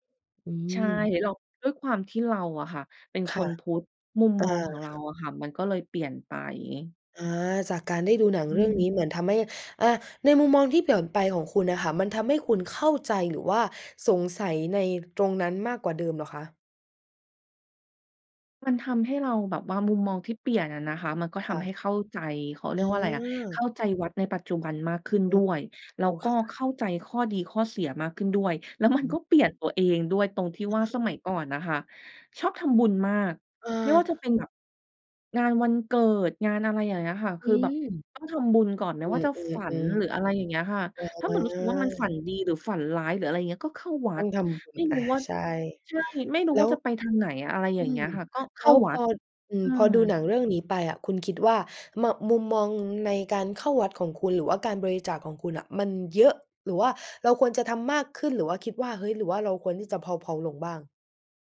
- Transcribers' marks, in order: none
- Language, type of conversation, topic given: Thai, podcast, คุณช่วยเล่าให้ฟังหน่อยได้ไหมว่ามีหนังเรื่องไหนที่ทำให้มุมมองชีวิตของคุณเปลี่ยนไป?